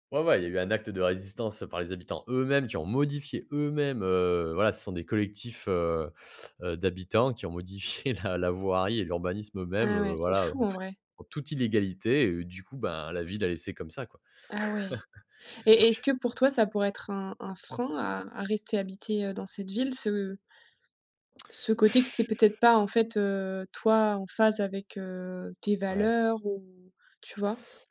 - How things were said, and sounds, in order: stressed: "eux-mêmes"; stressed: "eux-mêmes"; laughing while speaking: "modifié la la"; chuckle; tsk; blowing
- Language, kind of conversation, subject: French, podcast, Comment la ville pourrait-elle être plus verte, selon toi ?